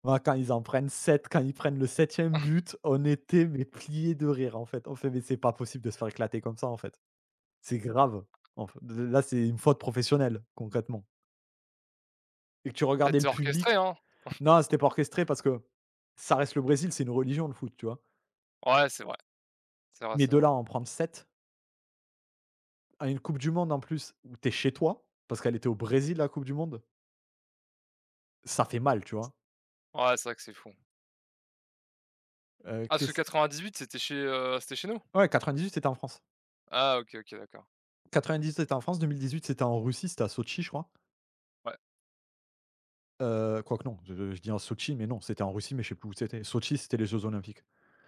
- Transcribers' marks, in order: chuckle; other noise; chuckle; tapping
- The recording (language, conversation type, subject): French, unstructured, Quel événement historique te rappelle un grand moment de bonheur ?